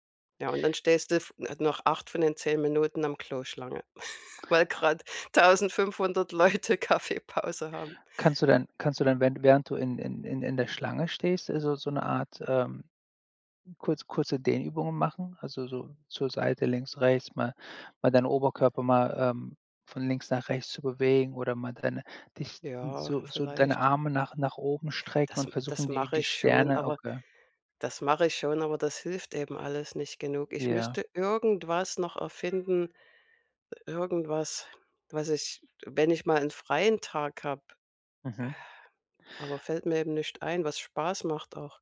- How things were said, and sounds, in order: laugh; laughing while speaking: "Leute Kaffeepause haben"; stressed: "irgendwas"; sigh
- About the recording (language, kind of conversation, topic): German, advice, Wie kann ich mehr Bewegung in meinen Alltag bringen, wenn ich den ganzen Tag sitze?